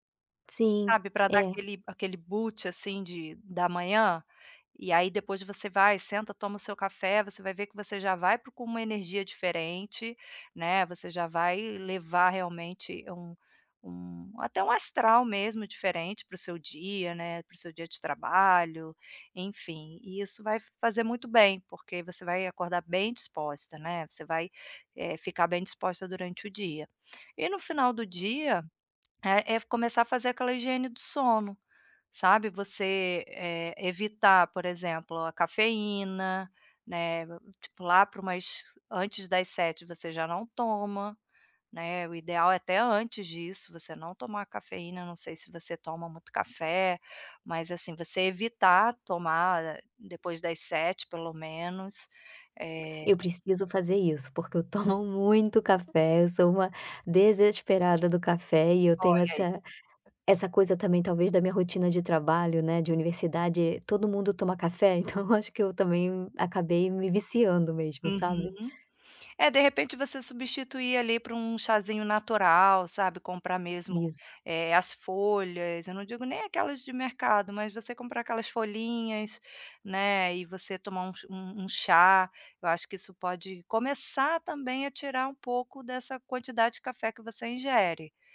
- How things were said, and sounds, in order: in English: "boot"; tapping; chuckle; other background noise; chuckle
- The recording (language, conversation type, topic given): Portuguese, advice, Como posso melhorar os meus hábitos de sono e acordar mais disposto?